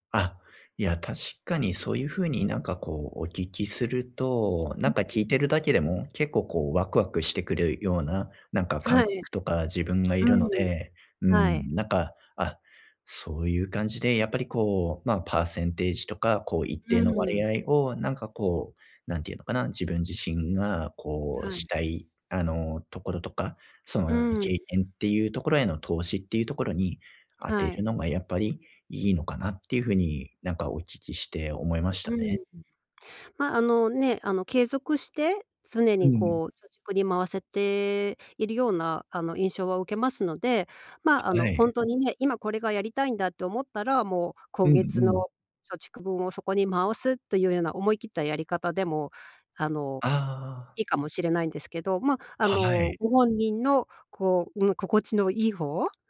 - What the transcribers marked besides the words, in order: none
- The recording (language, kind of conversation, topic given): Japanese, advice, 将来の貯蓄と今の消費のバランスをどう取ればよいですか？